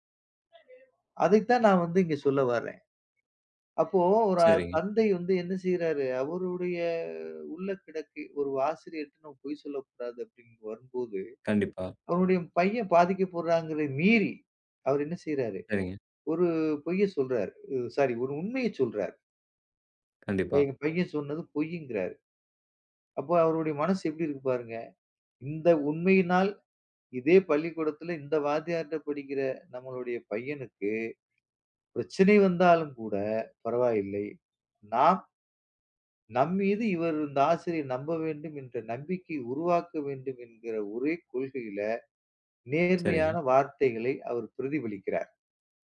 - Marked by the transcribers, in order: drawn out: "அவருடைய"; in English: "சாரி"
- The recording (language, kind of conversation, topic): Tamil, podcast, நேர்மை நம்பிக்கையை உருவாக்குவதில் எவ்வளவு முக்கியம்?